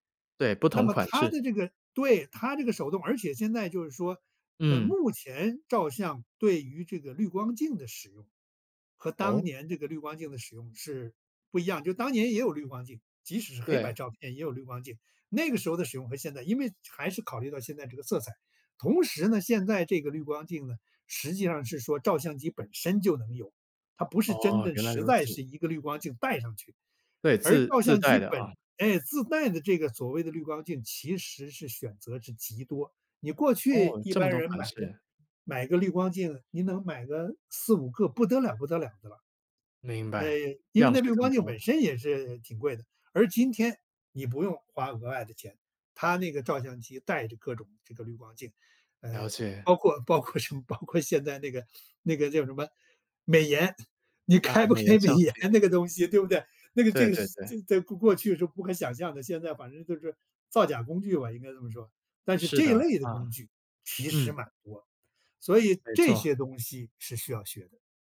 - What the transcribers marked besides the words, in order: tapping; other background noise; laughing while speaking: "包括什么 包括"; chuckle; laughing while speaking: "开不开美颜"
- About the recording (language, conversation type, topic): Chinese, podcast, 面对信息爆炸时，你会如何筛选出值得重新学习的内容？